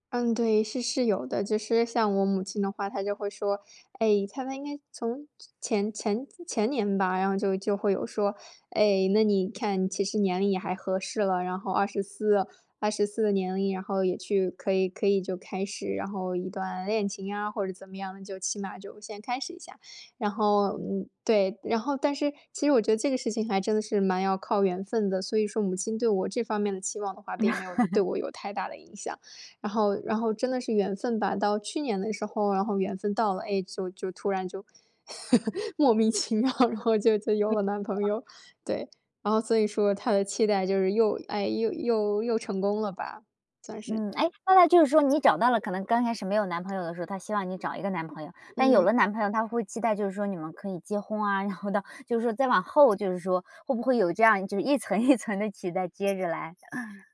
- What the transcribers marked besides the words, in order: chuckle; chuckle; laughing while speaking: "莫名其妙，然后就 就有了男朋友"; other background noise; tapping; laughing while speaking: "一层"; chuckle
- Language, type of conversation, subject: Chinese, podcast, 家人对你“成功”的期待对你影响大吗？